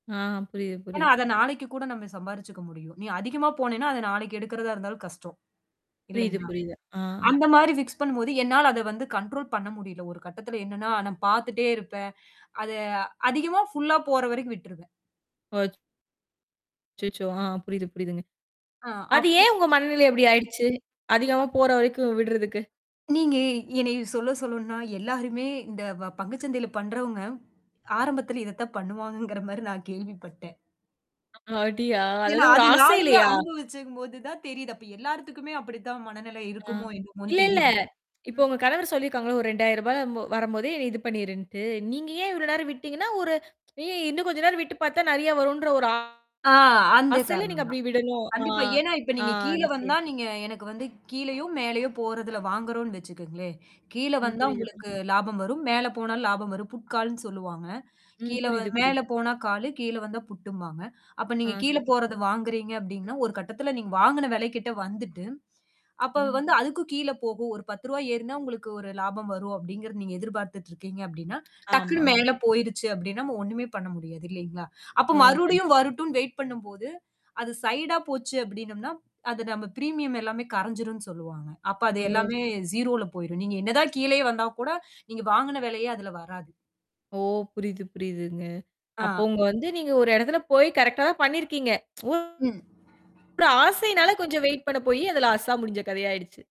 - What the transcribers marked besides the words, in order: tapping; in English: "ஃபிக்ஸ்"; in English: "கண்ட்ரோல்"; other background noise; other noise; "அந்த" said as "அந்தே"; distorted speech; in English: "புட்காலுன்னு"; in English: "காலு"; in English: "புட்டும்பாங்க"; in English: "சைடா"; in English: "பிரீமியம்"; mechanical hum; in English: "லாஸ்ஸா"
- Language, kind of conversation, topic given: Tamil, podcast, அந்த நாளின் தோல்வி இப்போது உங்கள் கலைப் படைப்புகளை எந்த வகையில் பாதித்திருக்கிறது?